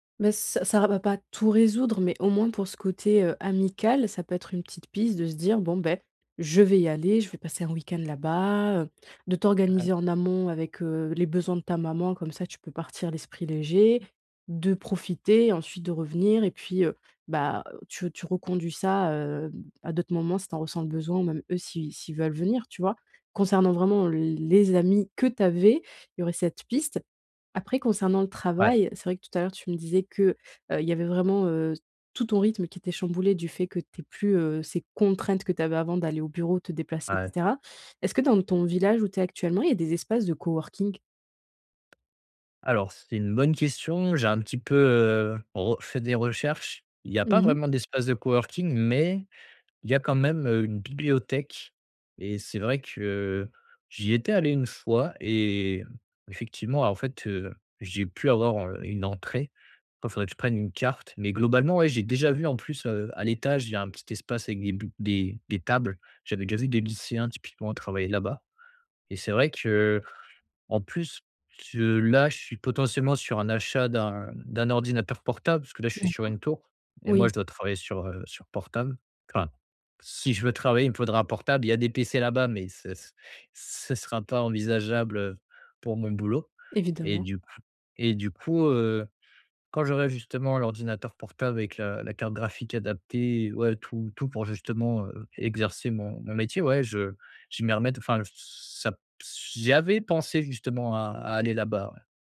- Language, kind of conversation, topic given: French, advice, Comment adapter son rythme de vie à un nouvel environnement après un déménagement ?
- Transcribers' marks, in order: none